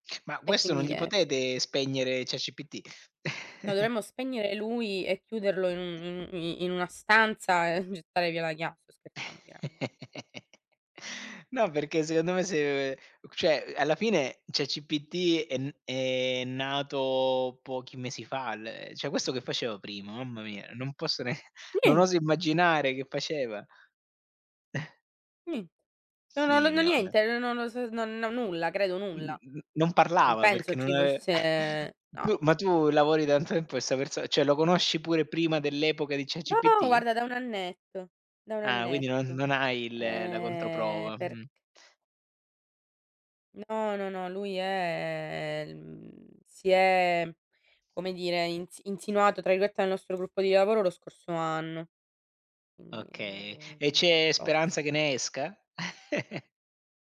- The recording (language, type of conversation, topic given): Italian, unstructured, Come gestisci una situazione in cui devi negoziare un compromesso?
- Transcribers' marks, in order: chuckle; tapping; drawn out: "un"; chuckle; chuckle; "cioè" said as "ceh"; chuckle; chuckle; unintelligible speech; chuckle; "tanto" said as "anto"; "cioè" said as "ceh"; drawn out: "è"; chuckle